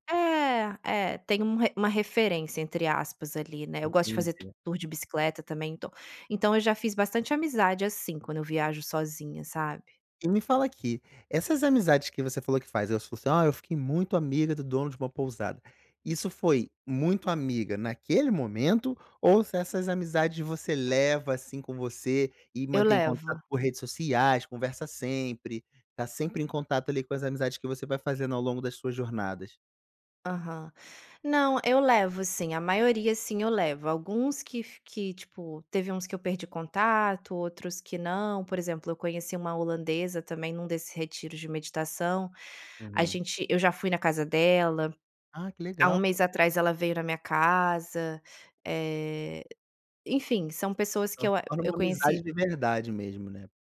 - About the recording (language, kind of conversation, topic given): Portuguese, podcast, Quais dicas você daria para viajar sozinho com segurança?
- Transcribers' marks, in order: none